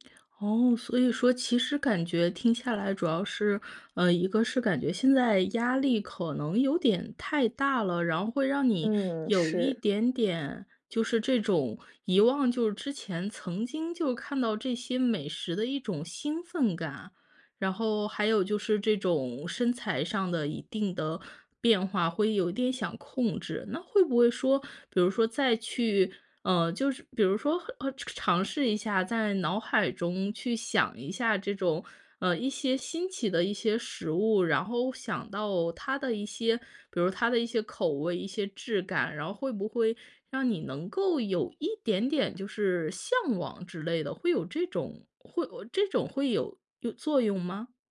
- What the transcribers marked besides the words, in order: other background noise
- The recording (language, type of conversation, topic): Chinese, advice, 你为什么会对曾经喜欢的爱好失去兴趣和动力？